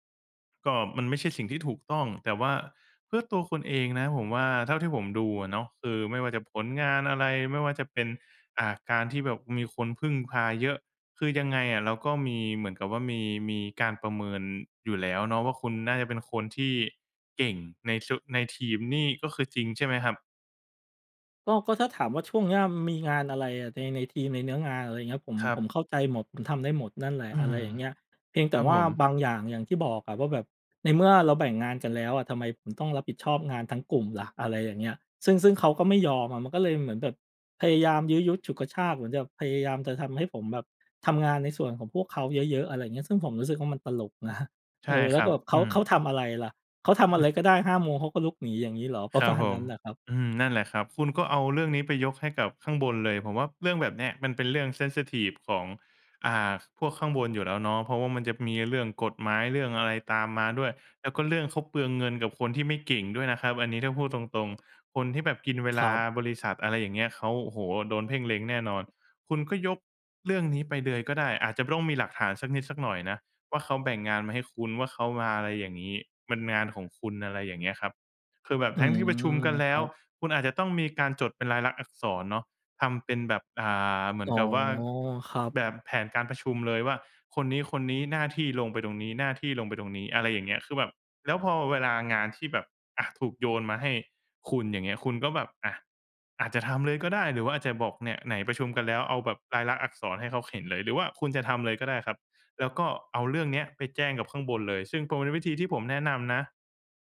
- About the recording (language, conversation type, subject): Thai, advice, คุณควรทำอย่างไรเมื่อเจ้านายจุกจิกและไว้ใจไม่ได้เวลามอบหมายงาน?
- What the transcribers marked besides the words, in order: laughing while speaking: "นะ"; laughing while speaking: "ประมาณ"; in English: "เซนซิทิฟ"; tapping